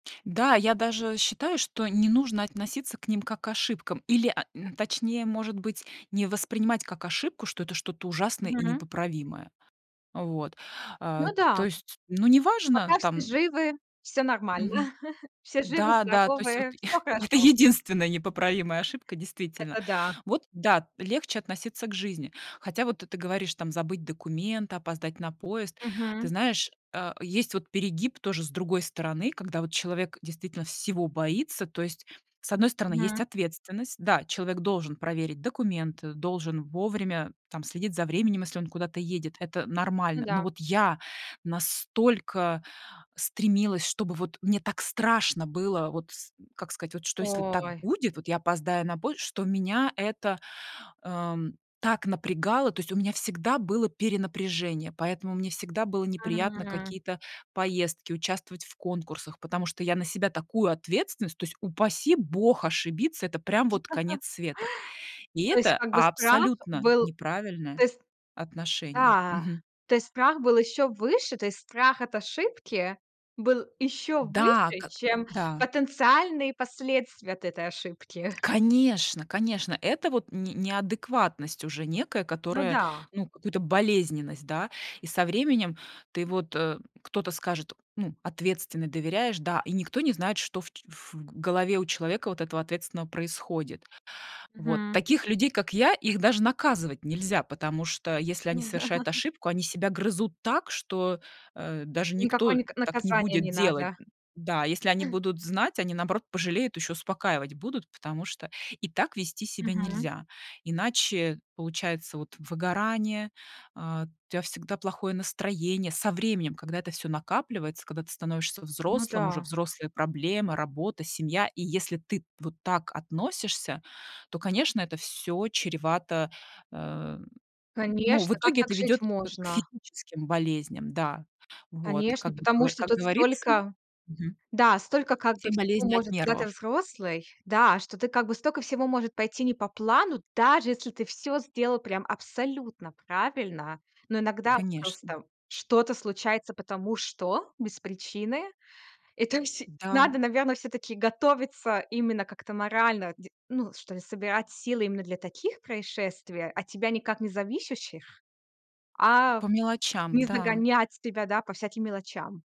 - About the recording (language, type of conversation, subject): Russian, podcast, Что помогло тебе перестать бояться ошибок?
- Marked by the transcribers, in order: tapping; chuckle; exhale; chuckle; other background noise; chuckle; chuckle; chuckle